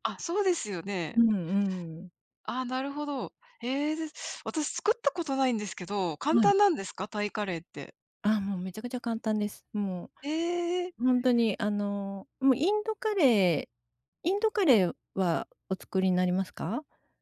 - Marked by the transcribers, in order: other background noise; tapping
- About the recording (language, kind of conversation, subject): Japanese, unstructured, 食べると元気が出る料理はありますか？